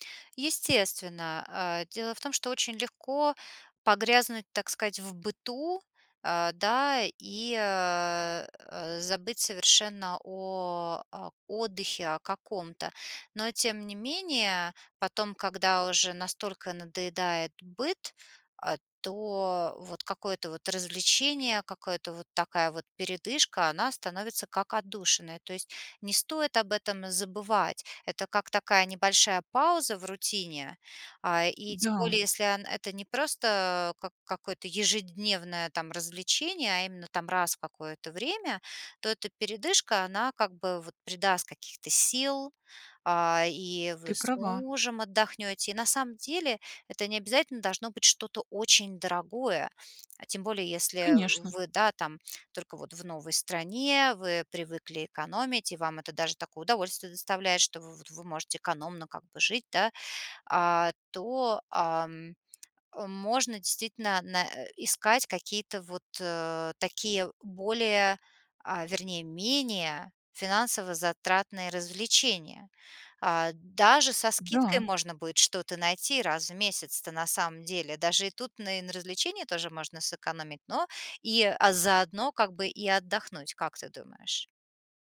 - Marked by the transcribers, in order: tapping; other background noise; stressed: "менее"
- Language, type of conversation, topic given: Russian, advice, Как начать экономить, не лишая себя удовольствий?